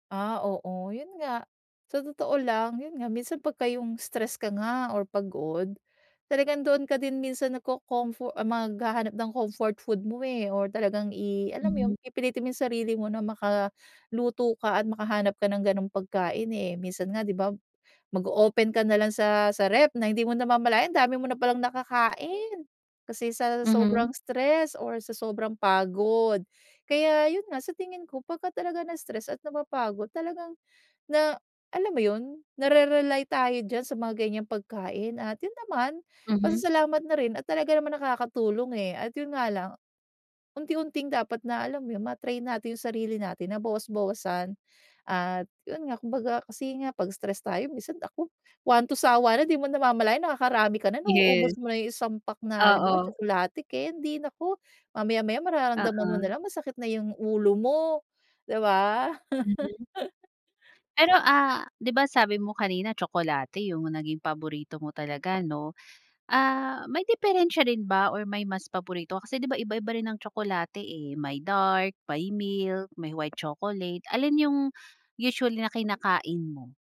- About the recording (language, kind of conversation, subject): Filipino, podcast, Ano ang paborito mong pagkaing pampalubag-loob, at ano ang ipinapahiwatig nito tungkol sa iyo?
- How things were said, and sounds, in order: chuckle; tapping